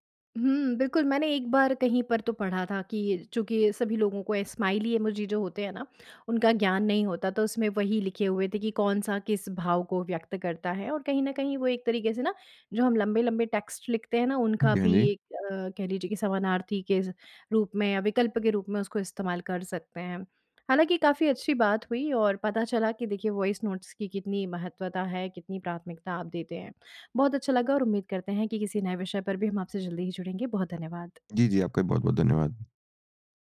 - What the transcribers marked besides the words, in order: in English: "स्माइली"; in English: "टेक्स्ट"; in English: "वॉइस नोट्स"
- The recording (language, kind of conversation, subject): Hindi, podcast, आप आवाज़ संदेश और लिखित संदेश में से किसे पसंद करते हैं, और क्यों?